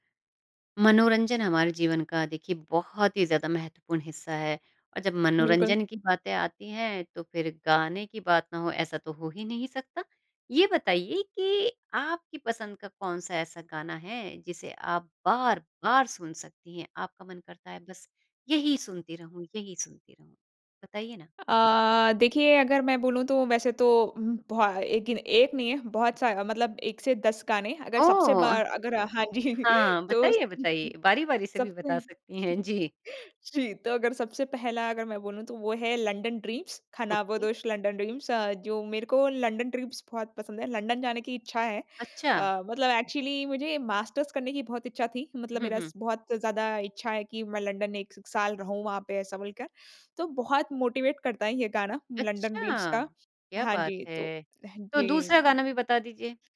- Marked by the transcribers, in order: laughing while speaking: "हाँ जी"; laugh; chuckle; in English: "ओके"; in English: "एक्चुअली"; in English: "मास्टर्स"; in English: "मोटिवेट"; unintelligible speech
- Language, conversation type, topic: Hindi, podcast, आपको कौन-सा गाना बार-बार सुनने का मन करता है और क्यों?